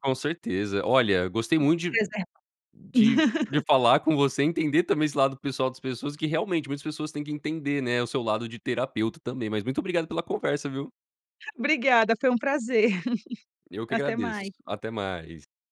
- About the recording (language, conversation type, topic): Portuguese, podcast, Como você equilibra o lado pessoal e o lado profissional?
- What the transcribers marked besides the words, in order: laugh; chuckle